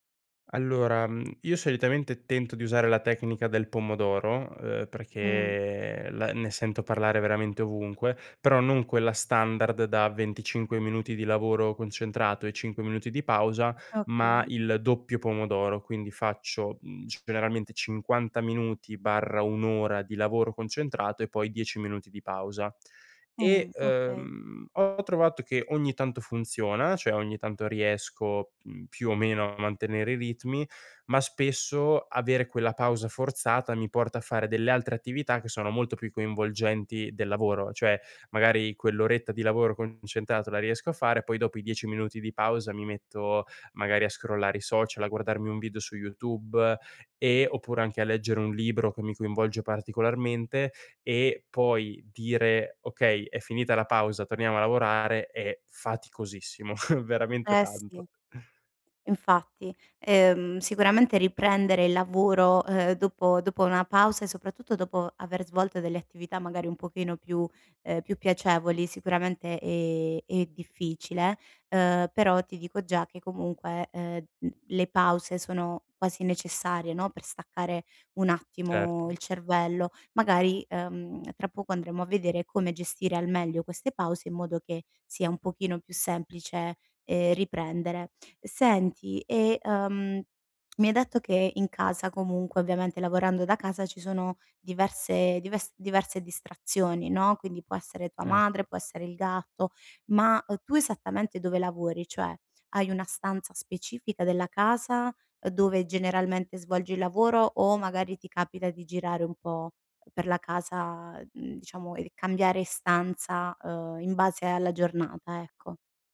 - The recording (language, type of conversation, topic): Italian, advice, Come posso mantenere una concentrazione costante durante le sessioni di lavoro pianificate?
- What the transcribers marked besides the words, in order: "cioè" said as "ceh"; chuckle; lip smack